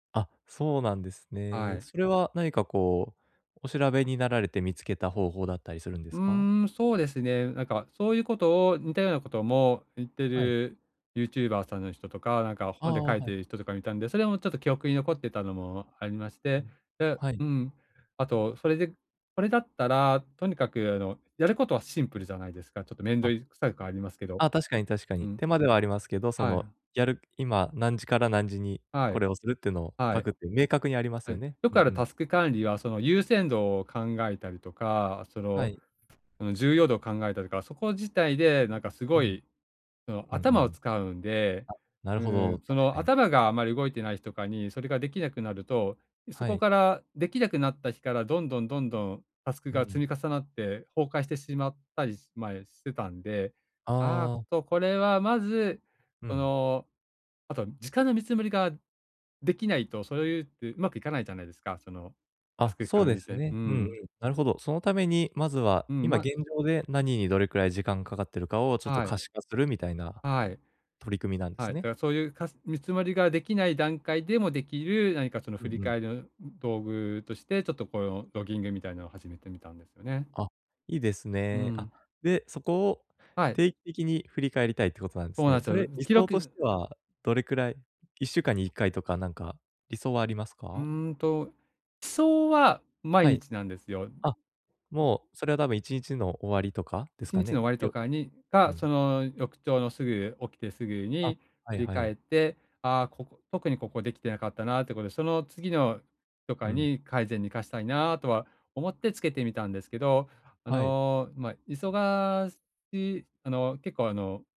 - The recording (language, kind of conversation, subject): Japanese, advice, 振り返りを記録する習慣を、どのように成長につなげればよいですか？
- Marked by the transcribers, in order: tapping; other background noise; other noise